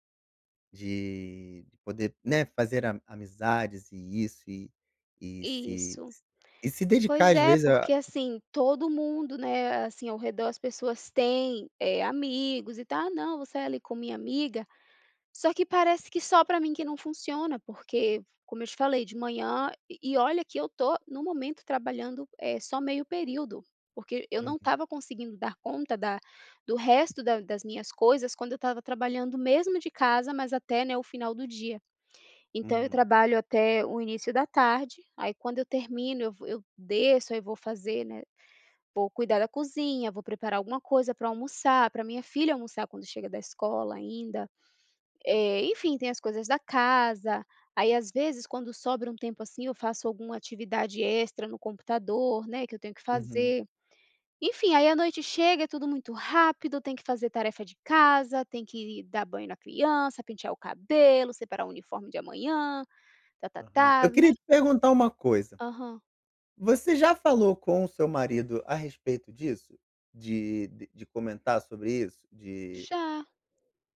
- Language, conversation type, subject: Portuguese, advice, Como posso ampliar meu círculo social e fazer amigos?
- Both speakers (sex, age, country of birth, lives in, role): female, 30-34, Brazil, United States, user; male, 35-39, Brazil, Portugal, advisor
- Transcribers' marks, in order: tapping